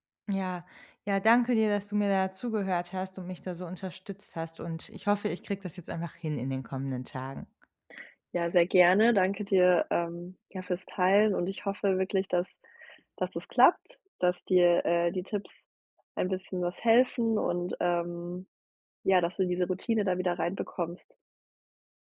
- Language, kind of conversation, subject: German, advice, Wie sieht eine ausgewogene Tagesroutine für eine gute Lebensbalance aus?
- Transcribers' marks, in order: none